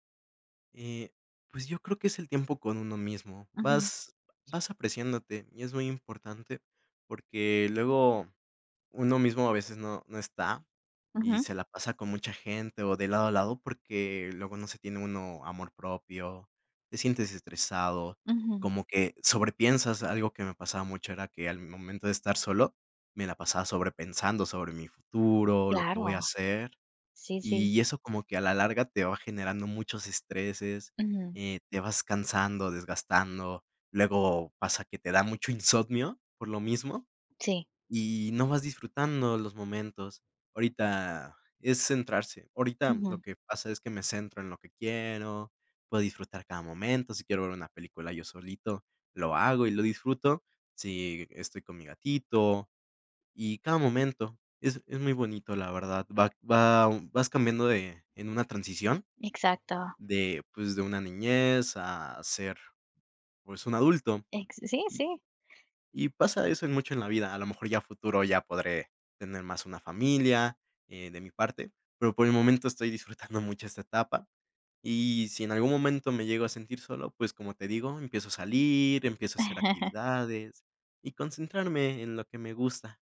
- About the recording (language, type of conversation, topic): Spanish, podcast, ¿Qué haces cuando te sientes aislado?
- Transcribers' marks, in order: other background noise; tapping; chuckle